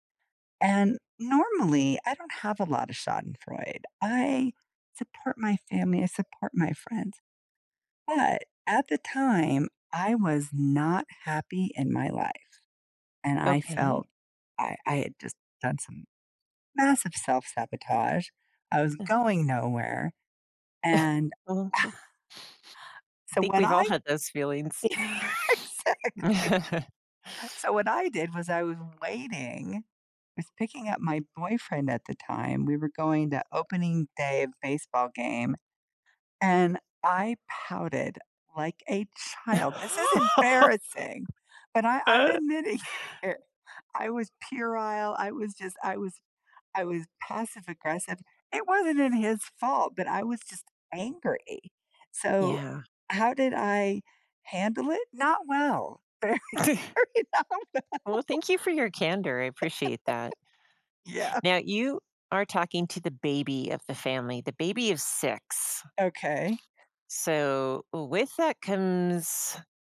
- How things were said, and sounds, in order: in German: "schadenfreude"; tapping; scoff; laugh; laughing while speaking: "Exactly"; chuckle; laugh; laughing while speaking: "admitting it here"; laughing while speaking: "very, very not well"; chuckle; laugh; laughing while speaking: "Yeah"
- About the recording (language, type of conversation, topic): English, unstructured, How can one handle jealousy when friends get excited about something new?
- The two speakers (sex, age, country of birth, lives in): female, 55-59, United States, United States; female, 60-64, United States, United States